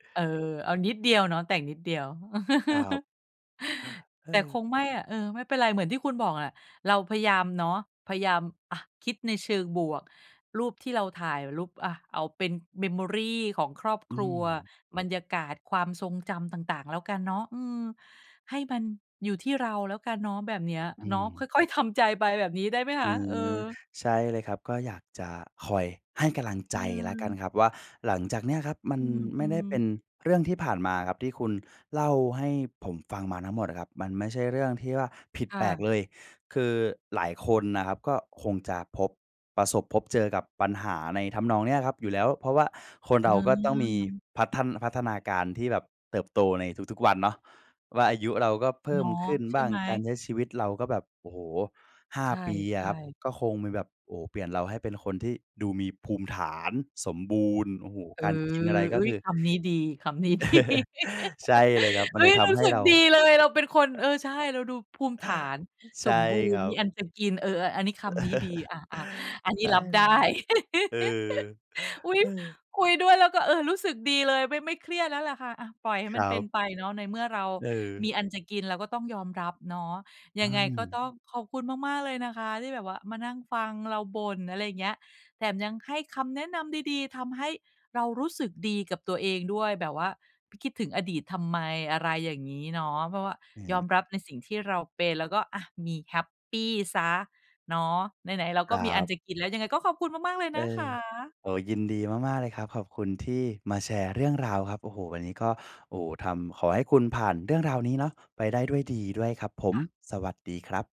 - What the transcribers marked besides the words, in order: laugh; in English: "Memory"; laugh; laughing while speaking: "เฮ้ย รู้สึกดีเลย เราเป็นคน"; laugh; tapping; laugh
- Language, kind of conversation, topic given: Thai, advice, คุณรู้สึกไม่สบายใจกับรูปของตัวเองบนสื่อสังคมออนไลน์หรือไม่?